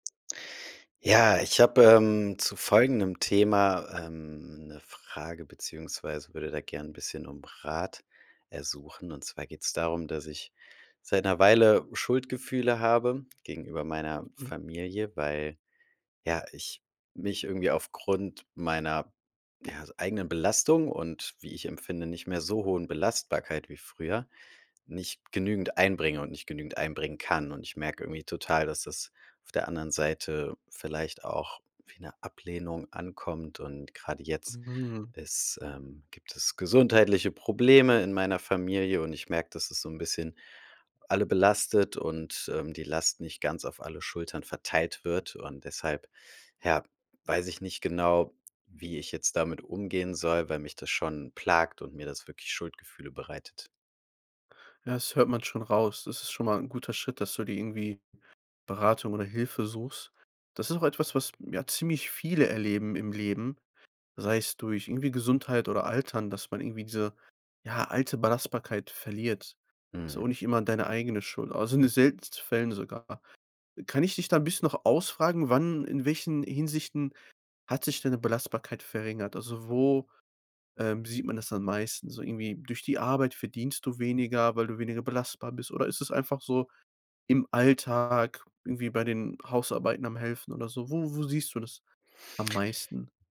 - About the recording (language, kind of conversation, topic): German, advice, Wie kann ich mit Schuldgefühlen gegenüber meiner Familie umgehen, weil ich weniger belastbar bin?
- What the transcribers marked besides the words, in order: other background noise